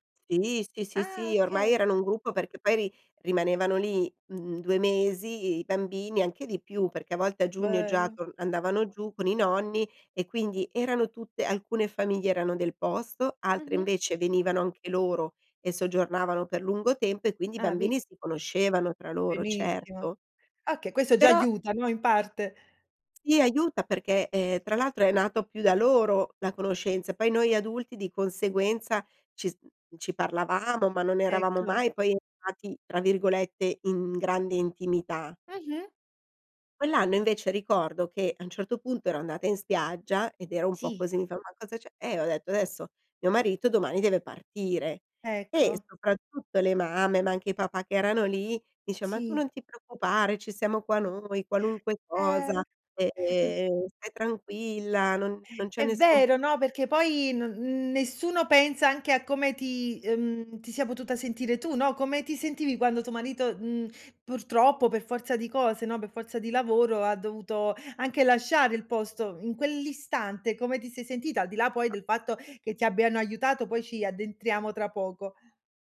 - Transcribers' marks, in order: "Okay" said as "oochè"; other background noise
- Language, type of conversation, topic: Italian, podcast, Quali piccoli gesti di vicinato ti hanno fatto sentire meno solo?